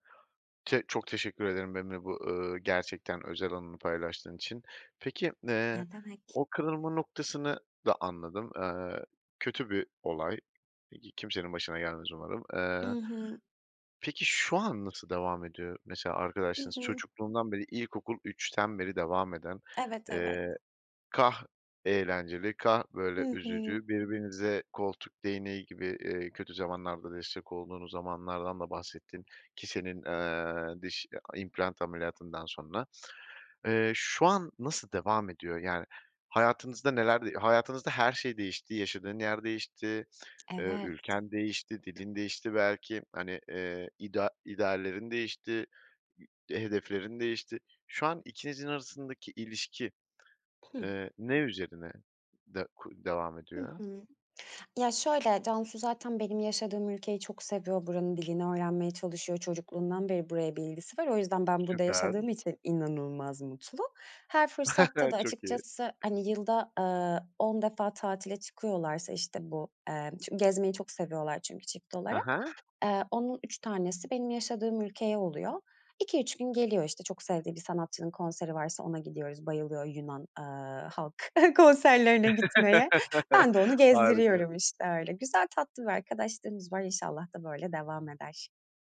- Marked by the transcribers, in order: other background noise; chuckle; laughing while speaking: "konserlerine gitmeye"; laugh
- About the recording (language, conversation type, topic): Turkish, podcast, En yakın dostluğunuz nasıl başladı, kısaca anlatır mısınız?